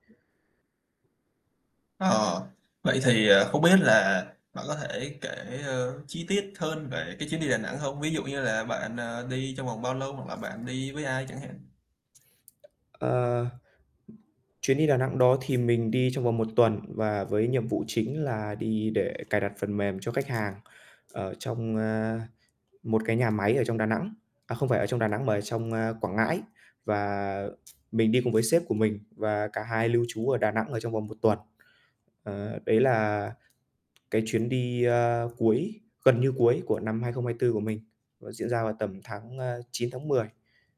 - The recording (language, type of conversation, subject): Vietnamese, podcast, Bạn đã từng có chuyến đi nào khiến bạn thay đổi không?
- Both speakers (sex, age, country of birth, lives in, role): male, 20-24, Vietnam, Vietnam, guest; male, 20-24, Vietnam, Vietnam, host
- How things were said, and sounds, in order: other background noise; static; tapping